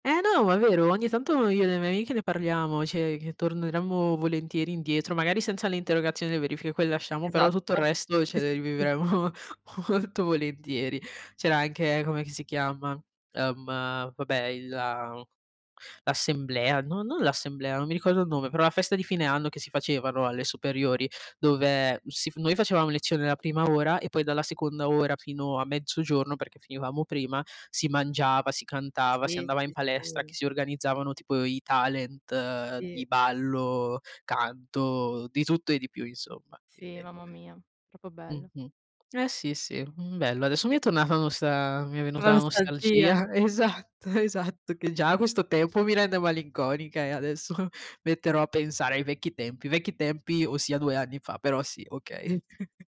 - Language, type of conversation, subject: Italian, unstructured, Qual è stato il tuo ricordo più bello a scuola?
- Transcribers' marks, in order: "cioè" said as "ceh"; laughing while speaking: "rivivremmo molto volentieri"; in English: "talent"; unintelligible speech; "proprio" said as "propo"; laughing while speaking: "Esatto, esatto"; other background noise; chuckle; chuckle